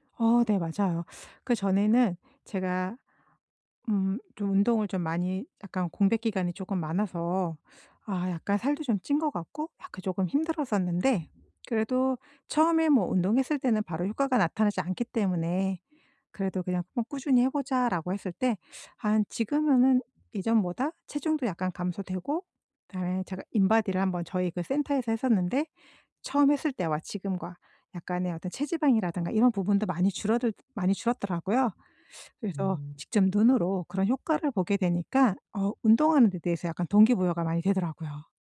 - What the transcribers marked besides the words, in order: teeth sucking; teeth sucking
- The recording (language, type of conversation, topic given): Korean, podcast, 취미를 꾸준히 이어갈 수 있는 비결은 무엇인가요?